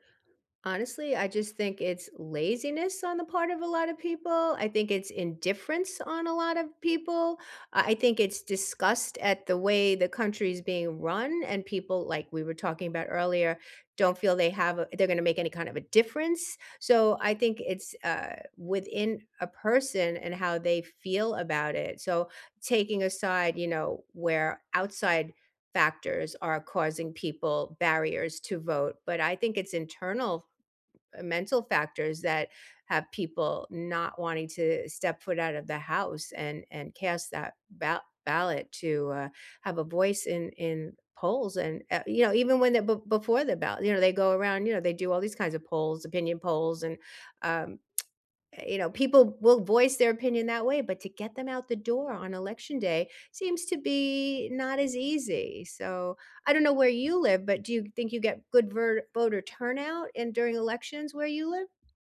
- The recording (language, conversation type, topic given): English, unstructured, How important is voting in your opinion?
- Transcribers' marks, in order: other background noise; lip smack; tapping